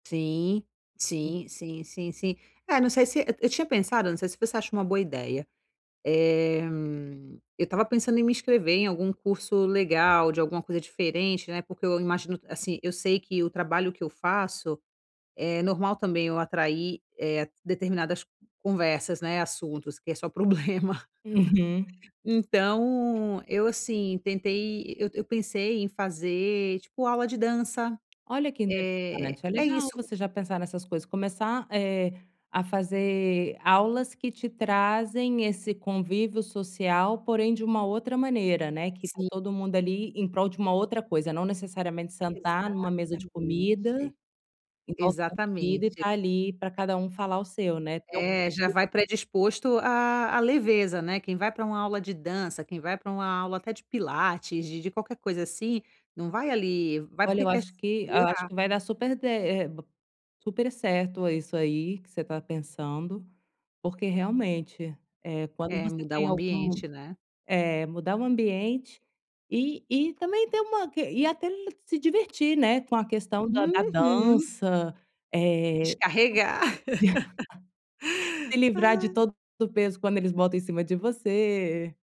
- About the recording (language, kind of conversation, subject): Portuguese, advice, Como lidar com a pressão para me divertir em eventos sociais?
- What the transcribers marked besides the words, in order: tapping; laughing while speaking: "problema"; laugh; unintelligible speech; laugh